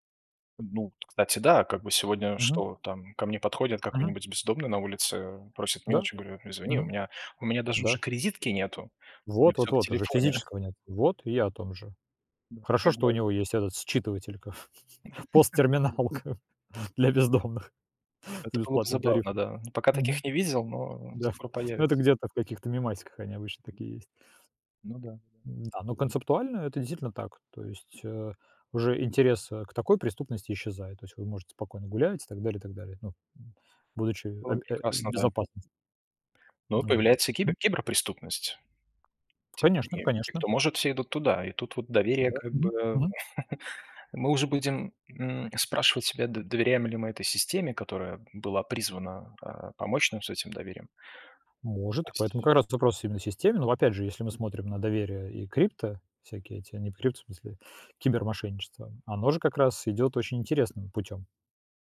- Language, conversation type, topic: Russian, unstructured, Что может произойти, если мы перестанем доверять друг другу?
- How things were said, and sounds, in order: laugh; other noise; chuckle; laughing while speaking: "посттерминалка для бездомных"; tapping; unintelligible speech; chuckle